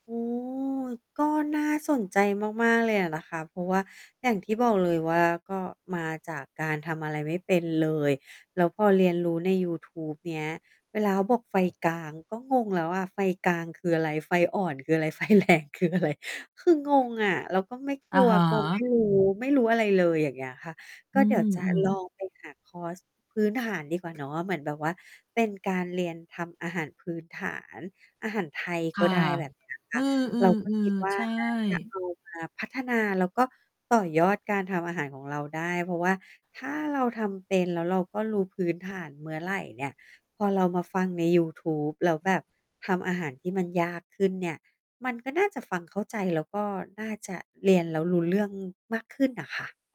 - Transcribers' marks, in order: tapping; laughing while speaking: "ไฟแรงคืออะไร ?"; other background noise; distorted speech; mechanical hum
- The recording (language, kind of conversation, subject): Thai, advice, ฉันรู้สึกท้อมากจนไม่กล้าลงมือทำสิ่งที่สำคัญ ควรจัดการอย่างไรดี?